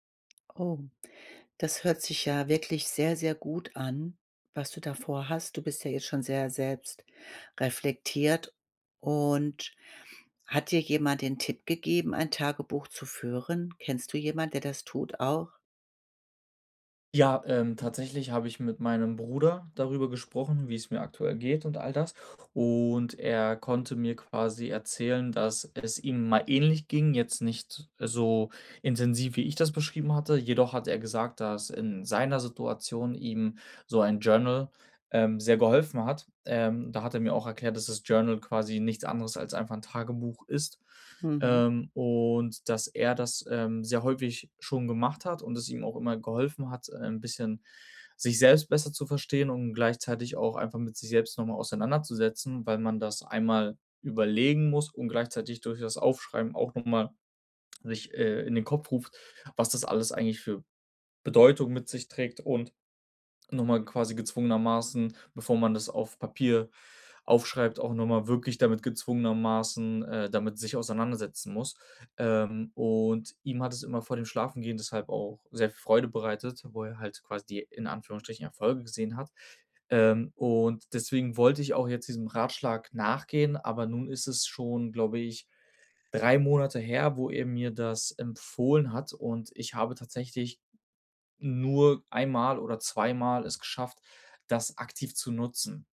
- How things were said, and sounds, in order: tapping
- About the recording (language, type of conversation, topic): German, advice, Wie kann mir ein Tagebuch beim Reflektieren helfen?
- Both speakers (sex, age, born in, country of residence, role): female, 55-59, Germany, Germany, advisor; male, 25-29, Germany, Germany, user